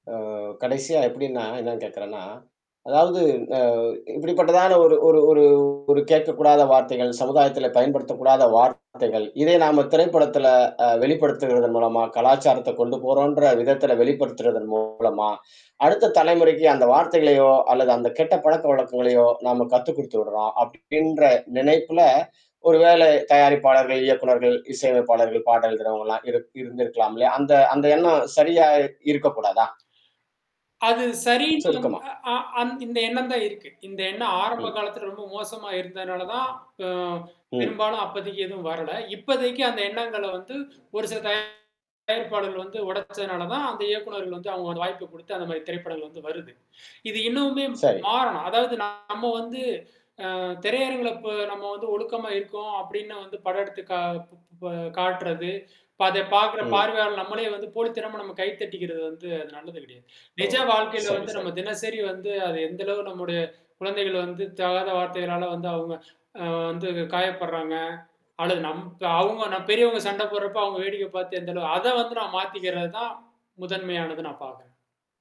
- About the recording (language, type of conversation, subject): Tamil, podcast, நமது கலாசாரம் படங்களில் உண்மையாகப் பிரதிபலிக்க என்னென்ன அம்சங்களை கவனிக்க வேண்டும்?
- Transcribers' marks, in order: mechanical hum; distorted speech; tapping; static; other noise; other background noise